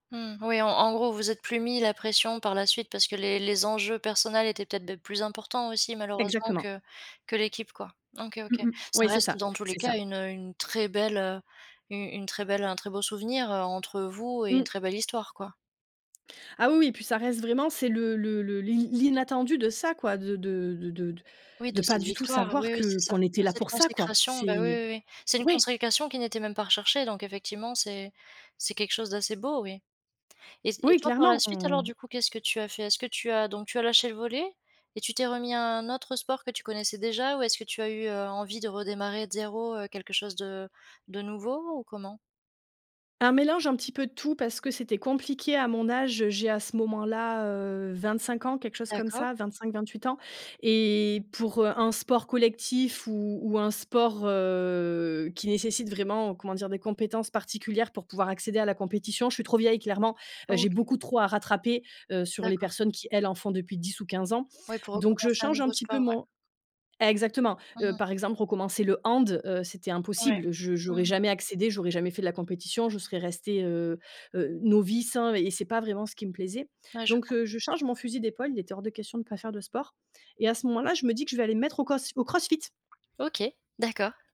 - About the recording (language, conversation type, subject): French, podcast, Quel est ton meilleur souvenir lié à ce passe-temps ?
- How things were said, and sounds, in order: other background noise; stressed: "très"